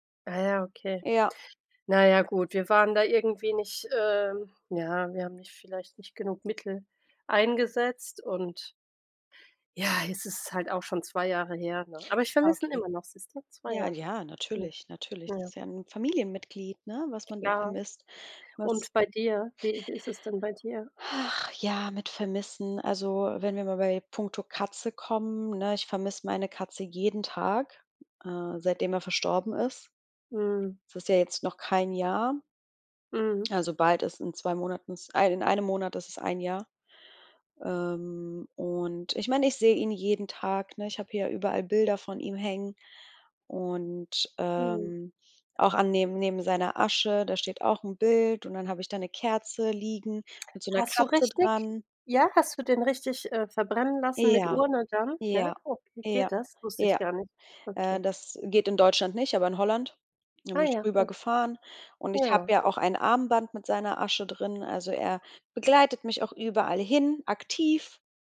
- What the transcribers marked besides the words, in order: sad: "ja, wir haben nicht vielleicht nicht genug Mittel"; sigh
- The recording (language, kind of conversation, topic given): German, unstructured, Was hilft dir, wenn du jemanden vermisst?